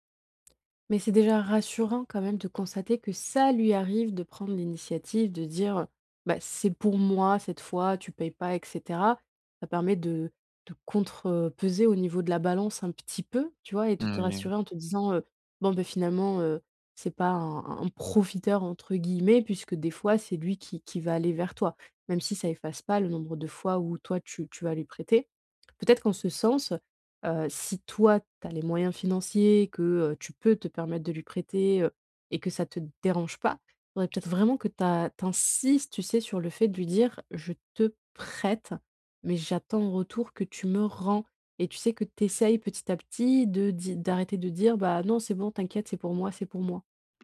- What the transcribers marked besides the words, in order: tapping; stressed: "ça"; stressed: "insistes"; stressed: "prête"; stressed: "rends"
- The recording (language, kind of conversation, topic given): French, advice, Comment puis-je poser des limites personnelles saines avec un ami qui m'épuise souvent ?